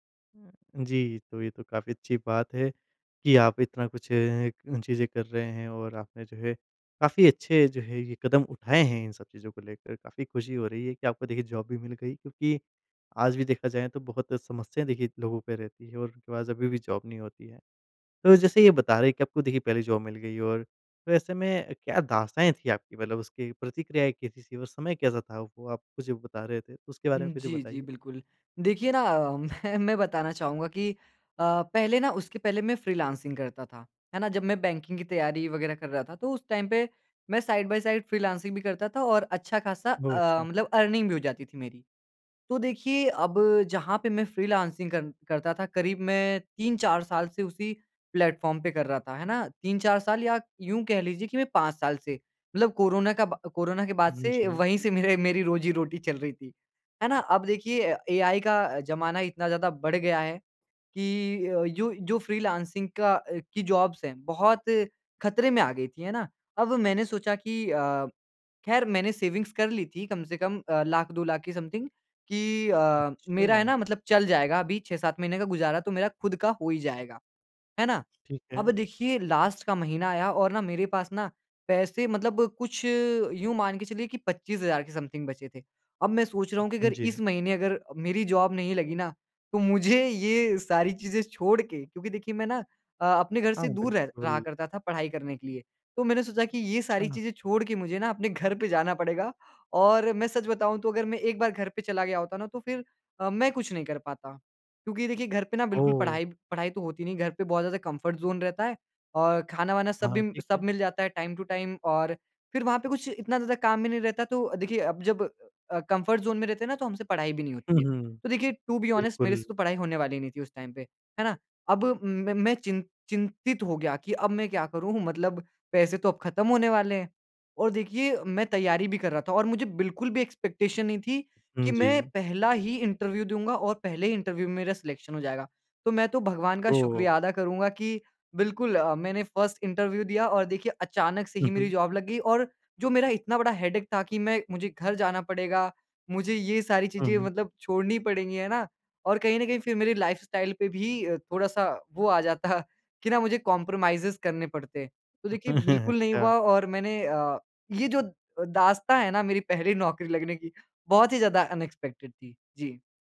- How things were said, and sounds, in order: in English: "जॉब"; in English: "जॉब"; in English: "जॉब"; laughing while speaking: "मैं मैं"; in English: "फ़्रीलॉन्सिंग"; in English: "टाइम"; in English: "साइड बाई साइड फ़्रीलॉन्सिंग"; in English: "अर्निंग"; in English: "फ़्रीलॉन्सिंग"; in English: "प्लेटफ़ॉर्म"; laughing while speaking: "मेरी रोज़ी-रोटी"; in English: "फ़्रीलॉन्सिंग"; in English: "जॉब्स"; in English: "सेविंग्स"; in English: "समथिंग"; in English: "लास्ट"; in English: "समथिंग"; in English: "जॉब"; in English: "कम्फर्ट ज़ोन"; in English: "टाइम टू टाइम"; in English: "कम्फर्ट ज़ोन"; in English: "टू बी ऑनेस्ट"; in English: "टाइम"; in English: "एक्सपेक्टेशन"; in English: "इंटरव्यू"; in English: "इंटरव्यू"; in English: "सिलेक्शन"; "अदा" said as "आदा"; in English: "फर्स्ट इंटरव्यू"; in English: "जॉब"; in English: "हेडेक"; in English: "लाइफ़स्टाइल"; in English: "कोम्प्रोमाइज़ेज़"; chuckle; in English: "अनएक्सपेक्टेड"
- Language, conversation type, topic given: Hindi, podcast, आपको आपकी पहली नौकरी कैसे मिली?